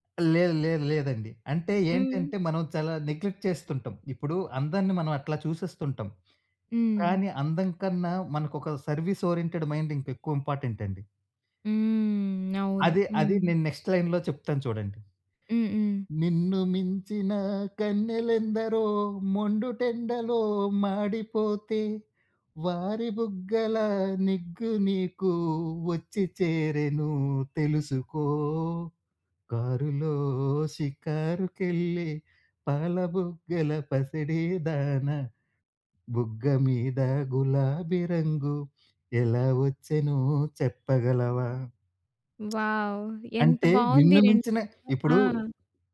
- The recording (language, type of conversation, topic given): Telugu, podcast, మీకు ఎప్పటికీ ఇష్టమైన సినిమా పాట గురించి ఒక కథ చెప్పగలరా?
- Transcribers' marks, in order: in English: "నెగ్లెక్ట్"; in English: "సర్విస్ ఓరియెంటెడ్ మైండ్"; in English: "ఇంపార్టెంట్"; in English: "నెక్స్ట్ లైన్‌లో"; singing: "నిన్ను మించిన కన్నెలెందరో మొండుటెండలో మాడిపోతే … ఎలా వచ్చెనో చెప్పగలవా"; other background noise; in English: "వావ్!"